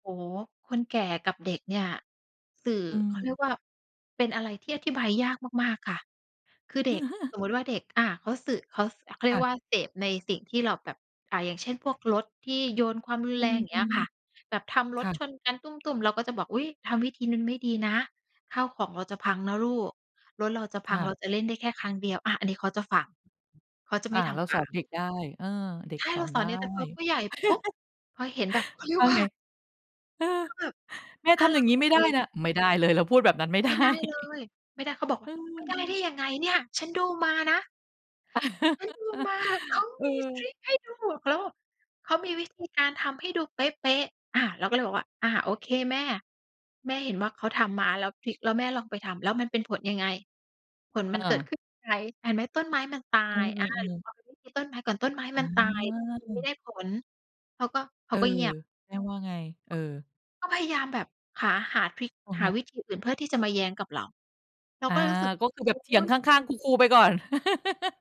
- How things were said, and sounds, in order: chuckle; chuckle; chuckle; chuckle; other background noise; chuckle
- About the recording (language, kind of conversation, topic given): Thai, podcast, พ่อแม่ควรเลี้ยงลูกในยุคดิจิทัลอย่างไรให้เหมาะสม?